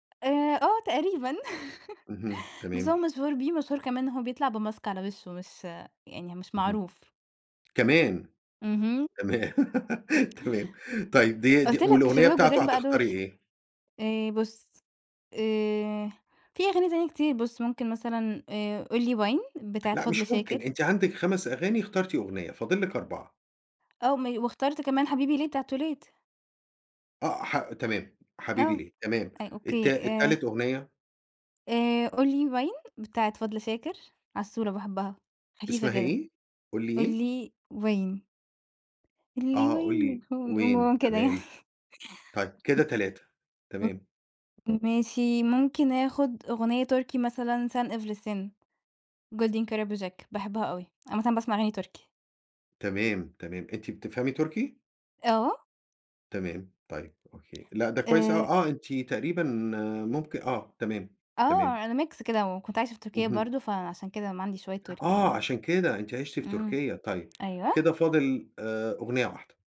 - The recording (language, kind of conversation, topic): Arabic, podcast, إزاي بتكتشف موسيقى جديدة عادةً؟
- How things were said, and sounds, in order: laugh; tapping; in English: "بMask"; laughing while speaking: "تمام"; laugh; singing: "قُل لي وين"; other noise; in English: "Mix"